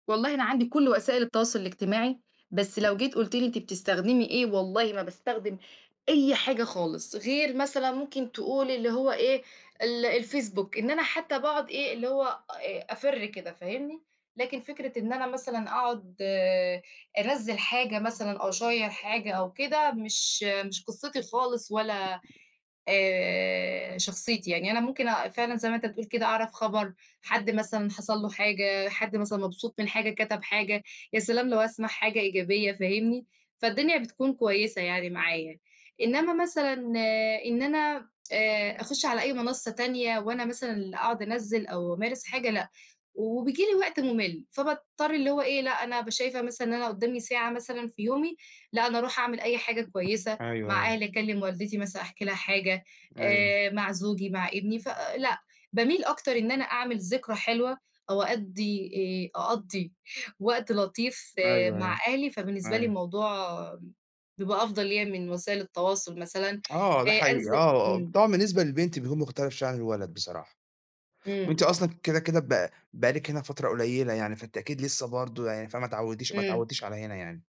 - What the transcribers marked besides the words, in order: tapping; other background noise
- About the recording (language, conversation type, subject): Arabic, unstructured, إزاي تخلق ذكريات حلوة مع عيلتك؟